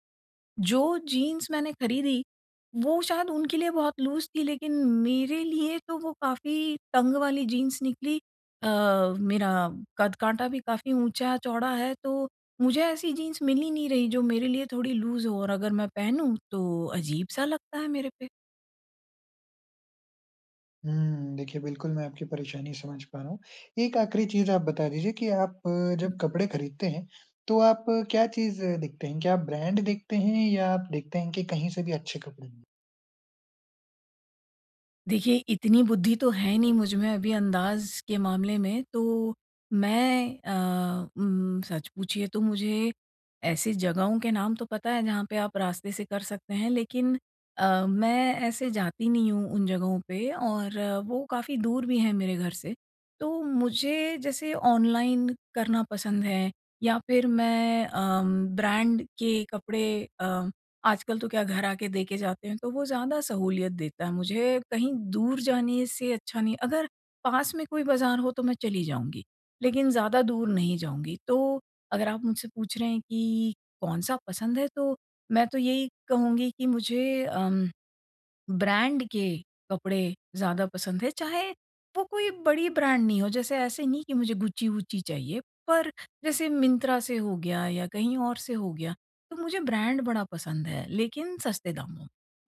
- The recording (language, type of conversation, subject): Hindi, advice, मैं सही साइज और फिट कैसे चुनूँ?
- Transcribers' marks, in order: in English: "लूज़"; in English: "लूज़"